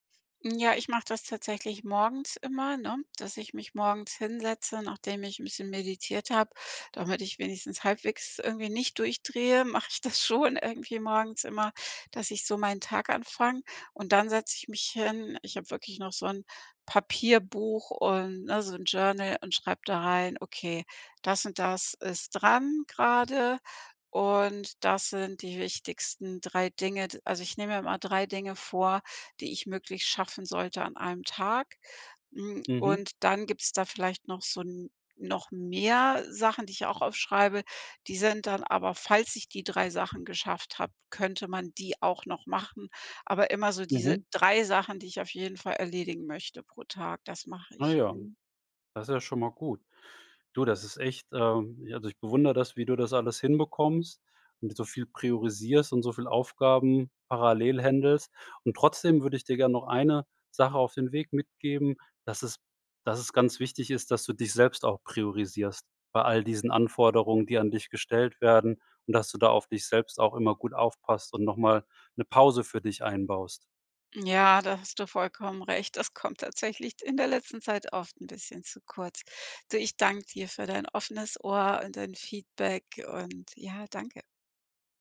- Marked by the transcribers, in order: laughing while speaking: "mache ich das schon"; tapping; other background noise
- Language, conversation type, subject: German, advice, Wie kann ich dringende und wichtige Aufgaben sinnvoll priorisieren?